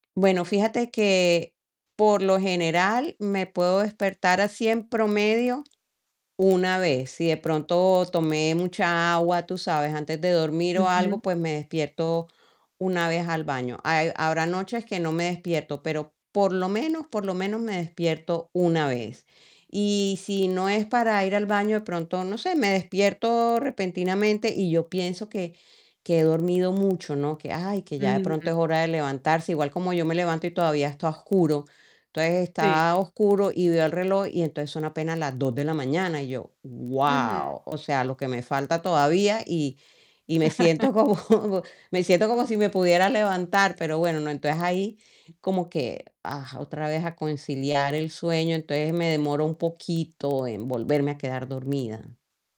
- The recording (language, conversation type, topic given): Spanish, advice, ¿Cómo puedo mejorar la duración y la calidad de mi sueño?
- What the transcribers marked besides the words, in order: static; tapping; chuckle; laughing while speaking: "como"